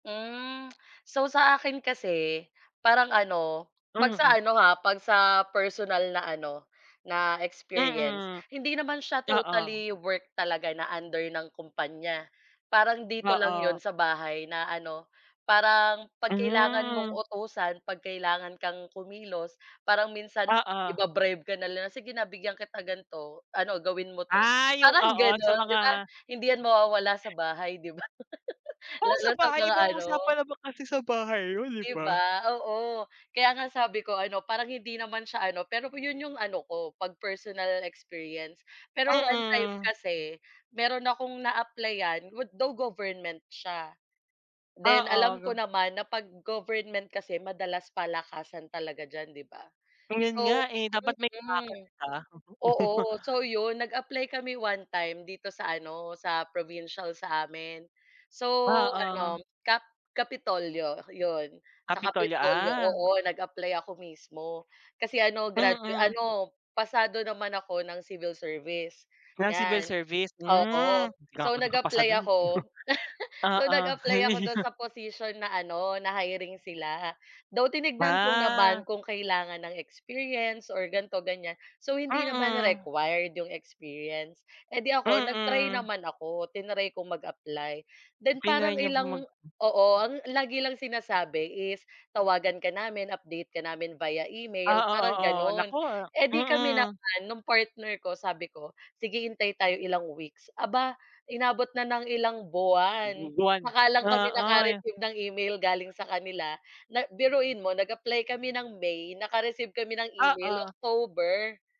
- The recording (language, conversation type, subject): Filipino, unstructured, Ano ang tingin mo sa mga taong tumatanggap ng suhol sa trabaho?
- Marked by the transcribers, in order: laugh; laugh; other background noise; laugh; laugh; tapping